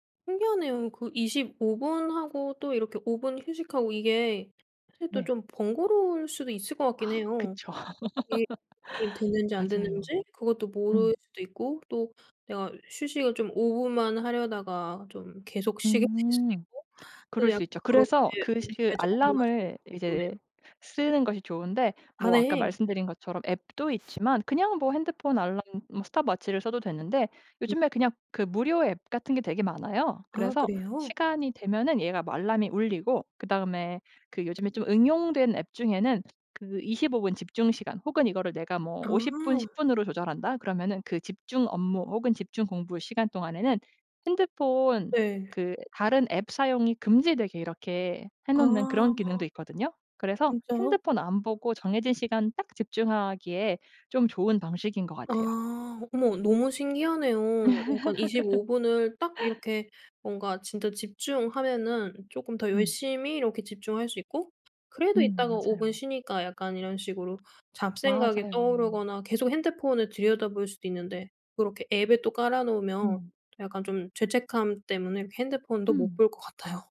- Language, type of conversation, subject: Korean, podcast, 시간 제한을 두고 일해 본 적이 있나요?
- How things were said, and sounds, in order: other background noise; tapping; laugh; laugh